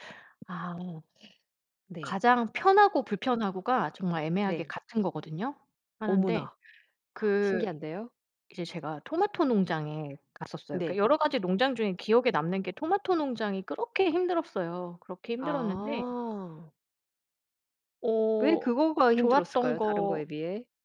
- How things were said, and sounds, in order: other background noise; tapping
- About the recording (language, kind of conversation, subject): Korean, podcast, 용기를 냈던 경험을 하나 들려주실 수 있나요?